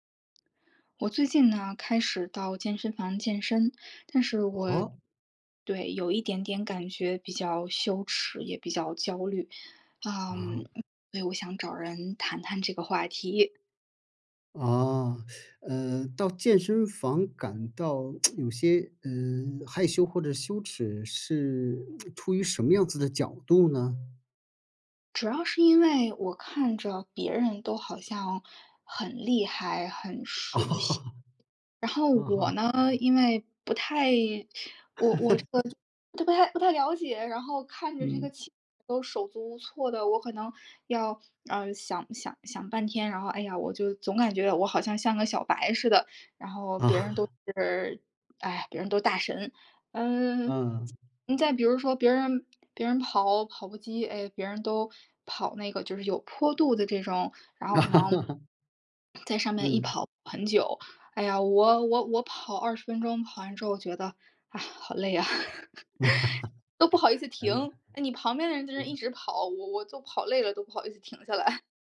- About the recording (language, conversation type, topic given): Chinese, advice, 在健身房时我总会感到害羞或社交焦虑，该怎么办？
- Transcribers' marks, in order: surprised: "哦？"; teeth sucking; tsk; tsk; other background noise; laugh; laugh; laugh; laugh; laugh; laughing while speaking: "停下来"